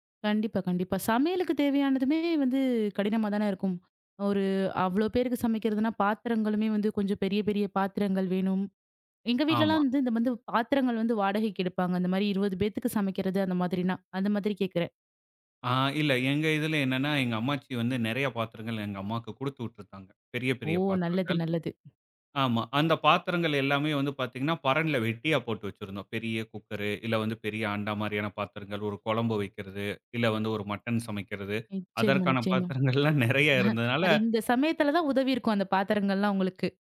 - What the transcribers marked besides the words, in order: chuckle; laughing while speaking: "எல்லாம் நெறைய இருந்ததனால"
- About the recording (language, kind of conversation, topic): Tamil, podcast, வீட்டில் விருந்தினர்கள் வரும்போது எப்படி தயாராக வேண்டும்?